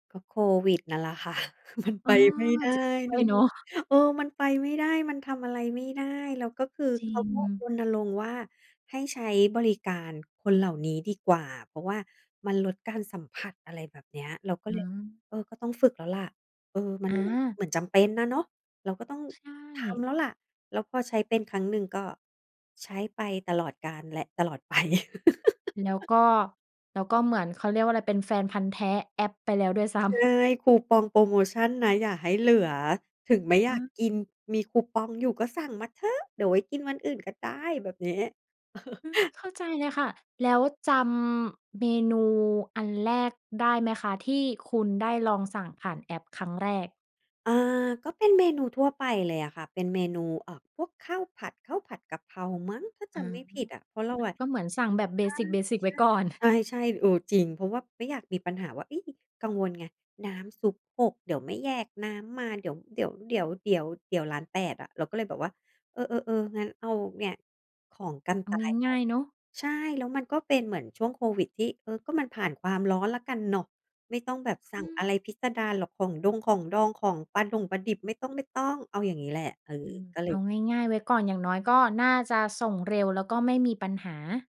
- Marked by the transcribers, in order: laughing while speaking: "ค่ะ"; laughing while speaking: "ไป"; giggle; stressed: "เถอะ"; laughing while speaking: "เออ"; in English: "เบสิก ๆ"
- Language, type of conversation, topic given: Thai, podcast, คุณใช้บริการส่งอาหารบ่อยแค่ไหน และมีอะไรที่ชอบหรือไม่ชอบเกี่ยวกับบริการนี้บ้าง?